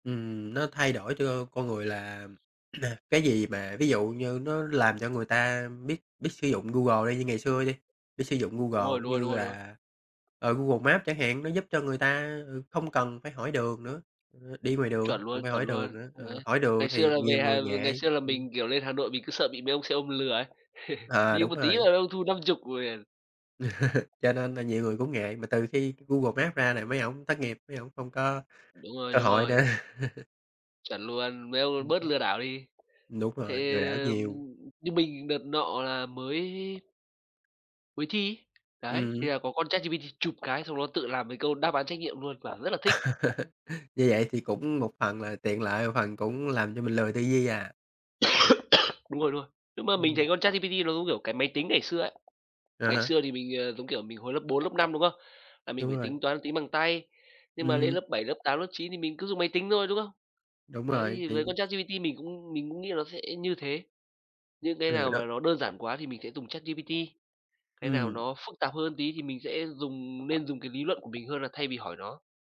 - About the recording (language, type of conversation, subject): Vietnamese, unstructured, Các công ty công nghệ có đang nắm quá nhiều quyền lực trong đời sống hằng ngày không?
- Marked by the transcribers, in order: tapping; other background noise; throat clearing; laugh; unintelligible speech; laugh; laugh; laugh; cough